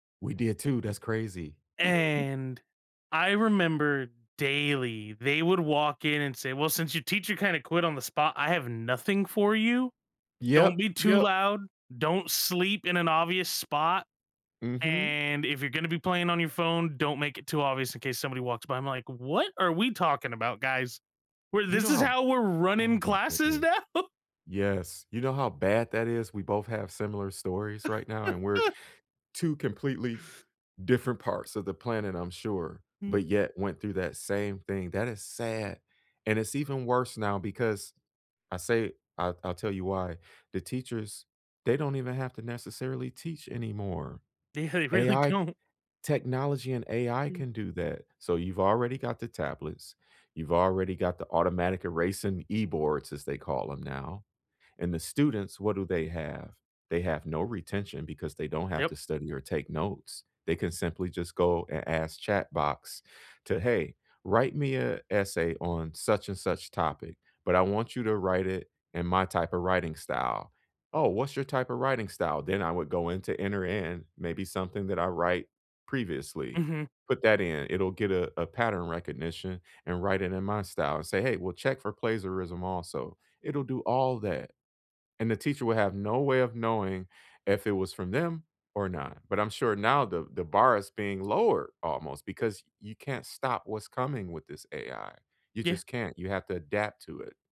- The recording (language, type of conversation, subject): English, unstructured, Should schools focus more on tests or real-life skills?
- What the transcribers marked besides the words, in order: chuckle; laughing while speaking: "now?"; laugh; laughing while speaking: "Yeah, they really don't"; "plagiarism" said as "plazerisim"